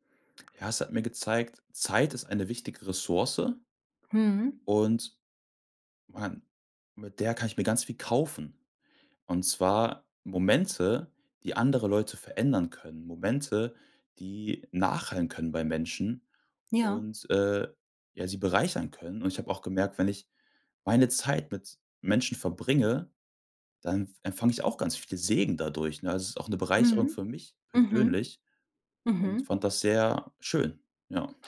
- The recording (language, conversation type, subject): German, podcast, Wie findest du eine gute Balance zwischen Arbeit und Freizeit?
- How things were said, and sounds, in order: none